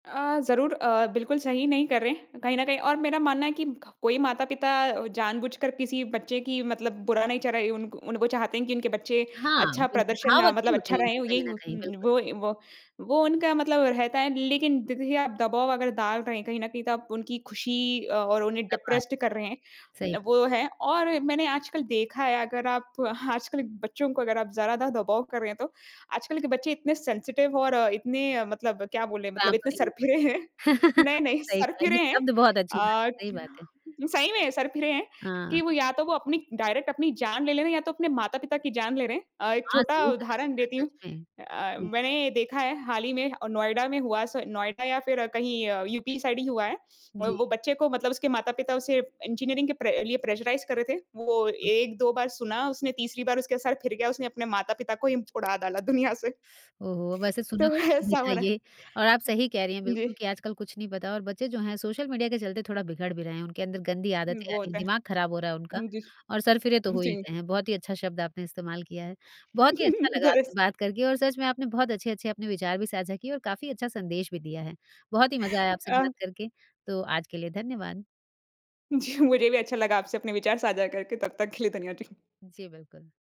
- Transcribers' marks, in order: in English: "डिप्रेस्ड"; laughing while speaking: "आजकल"; in English: "सेंसिटिव"; in English: "पैंपरिंग"; laughing while speaking: "हैं"; laugh; in English: "डायरेक्ट"; in English: "साइड"; in English: "प्रेशराइज़"; tongue click; teeth sucking; laughing while speaking: "दुनिया से"; laughing while speaking: "ऐसा"; laugh; laughing while speaking: "जी"
- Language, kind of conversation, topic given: Hindi, podcast, फेल होने के बाद आप कैसे संभलते हैं?